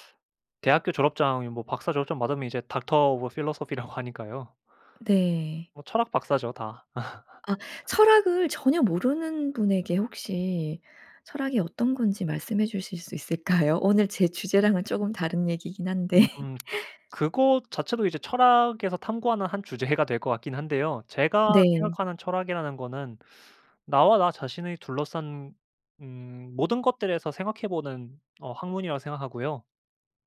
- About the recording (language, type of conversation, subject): Korean, podcast, 초보자가 창의성을 키우기 위해 어떤 연습을 하면 좋을까요?
- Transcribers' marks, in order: in English: "Doctor of Philosophy"; laughing while speaking: "라고"; laugh; laughing while speaking: "있을까요?"; lip smack; laughing while speaking: "한데"; laugh; laughing while speaking: "주제가"